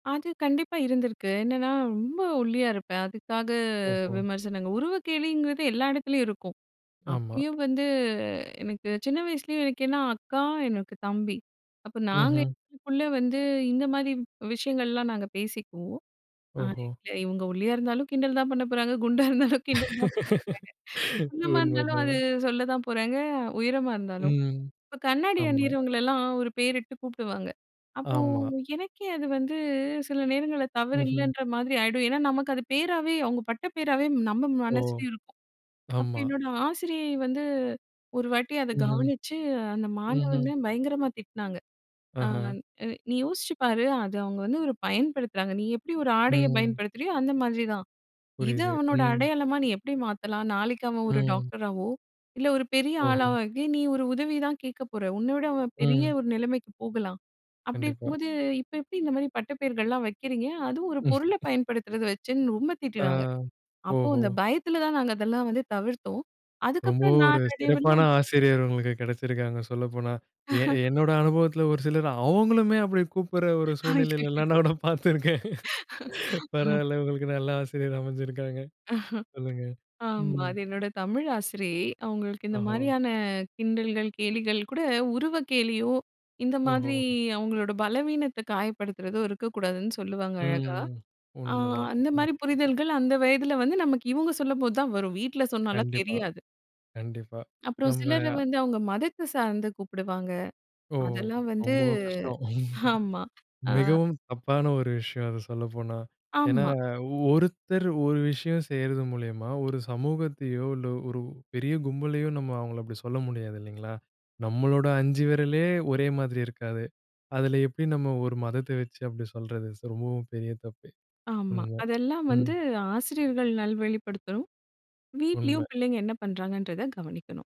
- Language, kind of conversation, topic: Tamil, podcast, சுய விமர்சனம் கலாய்ச்சலாக மாறாமல் அதை எப்படிச் செய்யலாம்?
- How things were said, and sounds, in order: "விமர்சனங்கள்" said as "விமர்சனங்"; laughing while speaking: "குண்டா இருந்தாலும் கிண்டல் தான் பண்ணப்போறாங்க"; laughing while speaking: "உண்மதான்"; other noise; chuckle; chuckle; laughing while speaking: "அய்யயோ!"; tapping; laughing while speaking: "நான் நான் பார்த்திருக்கேன்"; unintelligible speech; chuckle; other background noise; laugh; laughing while speaking: "ஆமா"; in English: "சோ"